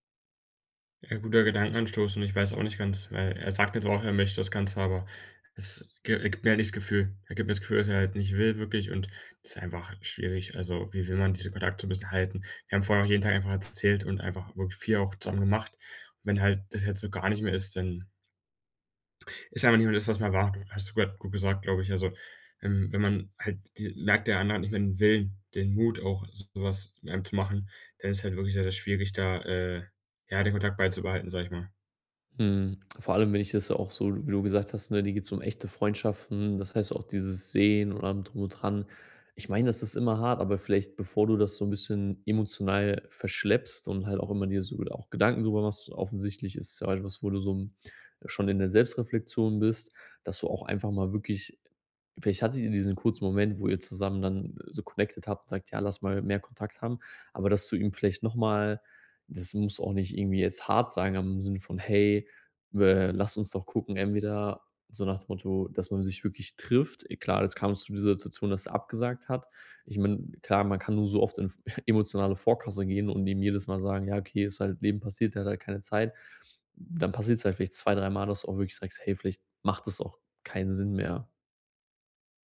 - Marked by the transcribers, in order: in English: "connected"; chuckle
- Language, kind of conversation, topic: German, advice, Wie gehe ich am besten mit Kontaktverlust in Freundschaften um?